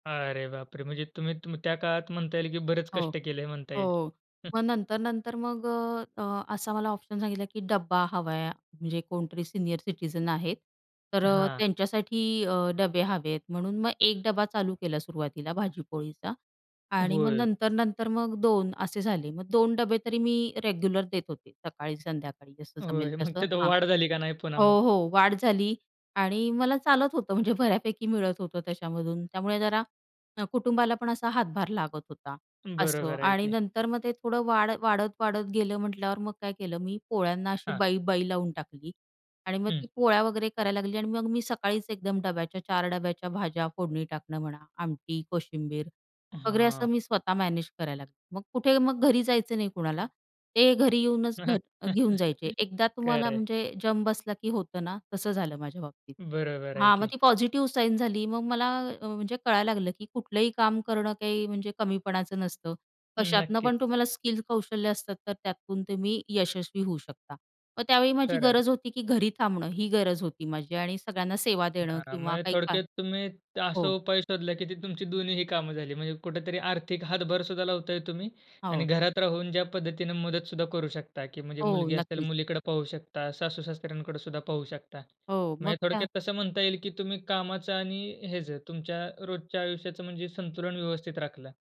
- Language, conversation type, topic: Marathi, podcast, नोकरी सोडण्याचा निर्णय तुम्ही कसा घेतला?
- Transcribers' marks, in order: other background noise; chuckle; other noise; tapping; in English: "सीनियर सिटीझन"; horn; in English: "रेग्युलर"; laughing while speaking: "मग तिथं वाढ झाली का नाही"; laughing while speaking: "म्हणजे बऱ्यापैकी मिळत होतं त्याच्यामधून"; laugh